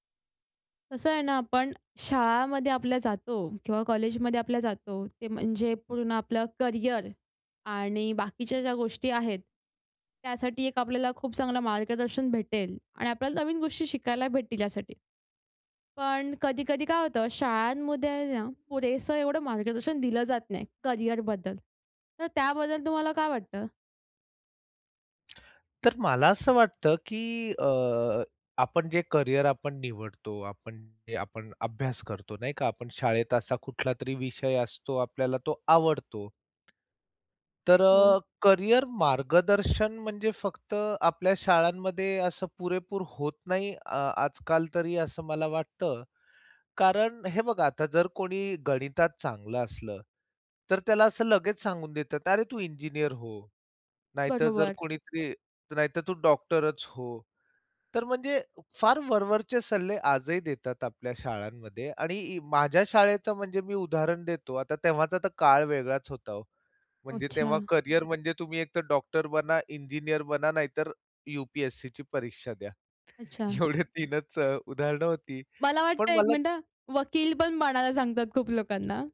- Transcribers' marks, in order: other background noise; laughing while speaking: "एवढे तीनच"
- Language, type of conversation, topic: Marathi, podcast, शाळांमध्ये करिअर मार्गदर्शन पुरेसे दिले जाते का?